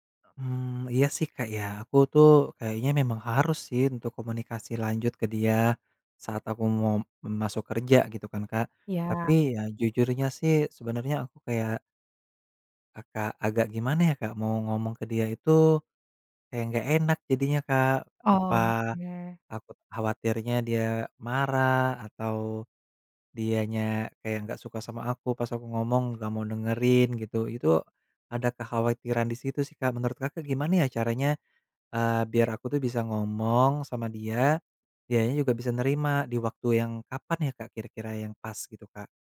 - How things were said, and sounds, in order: none
- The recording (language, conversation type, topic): Indonesian, advice, Bagaimana cara mengklarifikasi kesalahpahaman melalui pesan teks?